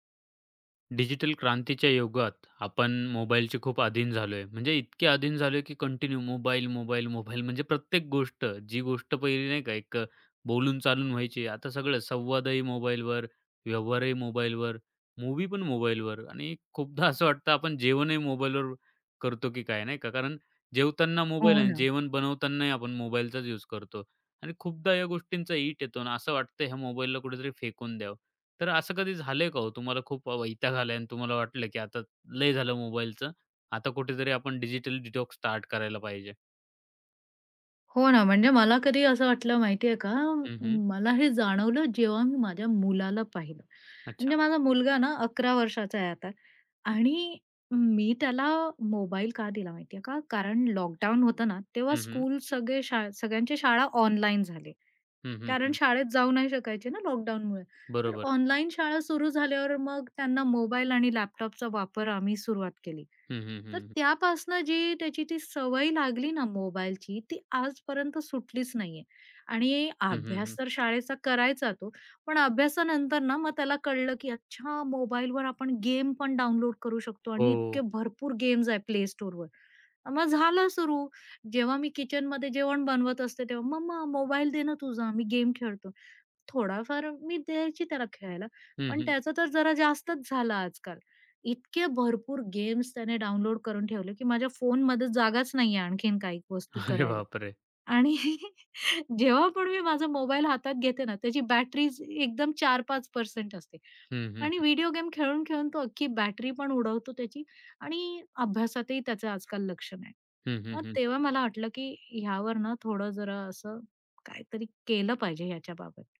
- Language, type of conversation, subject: Marathi, podcast, डिजिटल डिटॉक्स कसा सुरू करावा?
- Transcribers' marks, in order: in English: "कंटिन्यू"; laughing while speaking: "असं"; in English: "डिजिटल डिटॉक्स"; other background noise; in English: "स्कूल"; laughing while speaking: "अरे बापरे!"; laughing while speaking: "आणि"; tapping